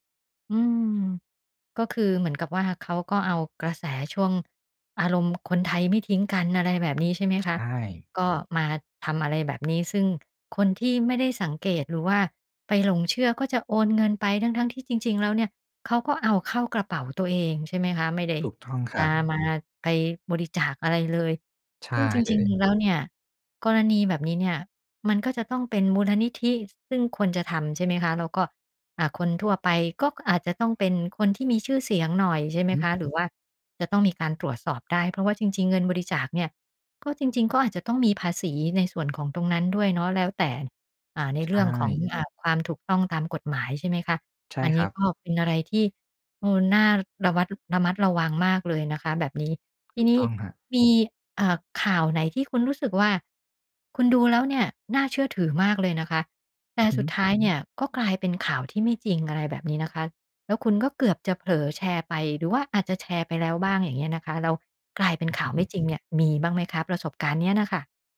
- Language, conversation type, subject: Thai, podcast, การแชร์ข่าวที่ยังไม่ได้ตรวจสอบสร้างปัญหาอะไรบ้าง?
- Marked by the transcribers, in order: none